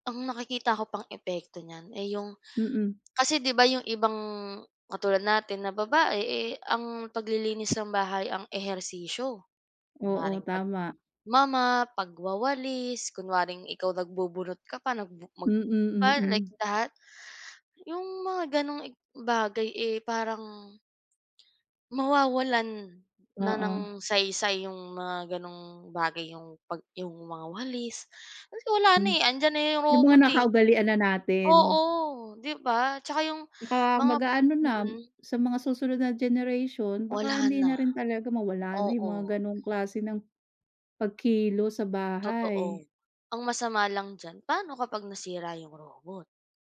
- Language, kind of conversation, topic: Filipino, unstructured, Paano makatutulong ang mga robot sa mga gawaing bahay?
- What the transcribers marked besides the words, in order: tapping; fan